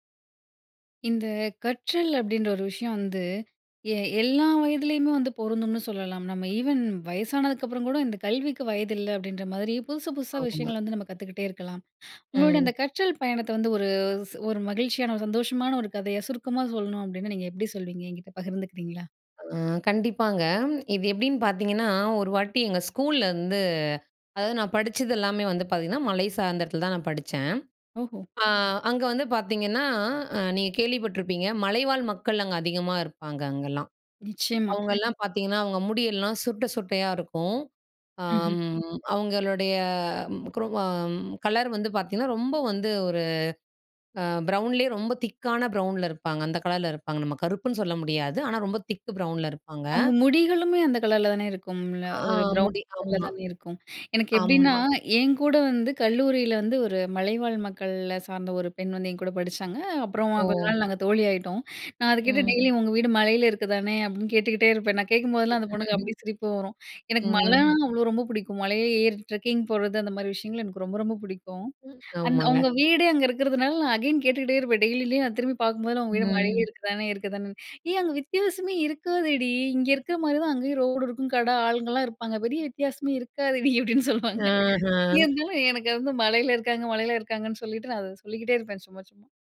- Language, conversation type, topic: Tamil, podcast, உங்கள் கற்றல் பயணத்தை ஒரு மகிழ்ச்சி கதையாக சுருக்கமாகச் சொல்ல முடியுமா?
- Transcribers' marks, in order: inhale; tapping; other background noise; drawn out: "அம்"; unintelligible speech; inhale; inhale; laugh; inhale; in English: "ட்ரெக்கிங்"; inhale; in English: "அகைன்"; inhale; laughing while speaking: "'ஏய்! அங்க வித்தியாசமே இருக்காதேடி! இங்க … பெரிய வித்தியாசமே இருக்காதேடி!'"; inhale; other noise